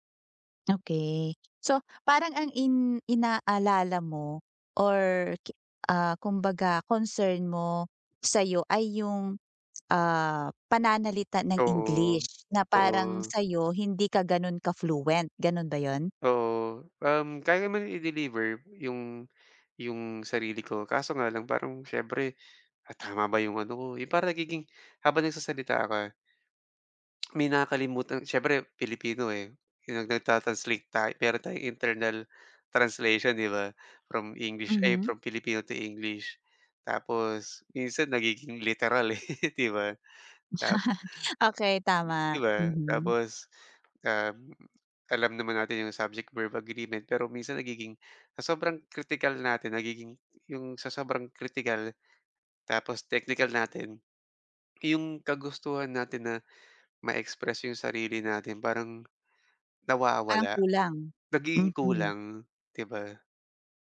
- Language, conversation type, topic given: Filipino, advice, Paano ko mapapanatili ang kumpiyansa sa sarili kahit hinuhusgahan ako ng iba?
- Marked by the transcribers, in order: other background noise; lip smack; in English: "internal translation"; chuckle; laughing while speaking: "eh"